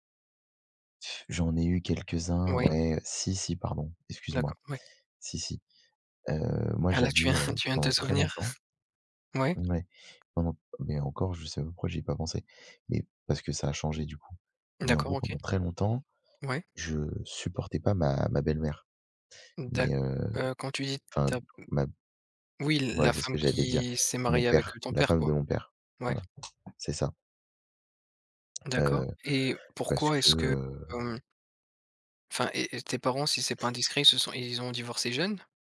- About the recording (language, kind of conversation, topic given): French, unstructured, As-tu déjà été en colère à cause d’un conflit familial ?
- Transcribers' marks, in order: blowing; tapping; laughing while speaking: "tu viens"; chuckle; other background noise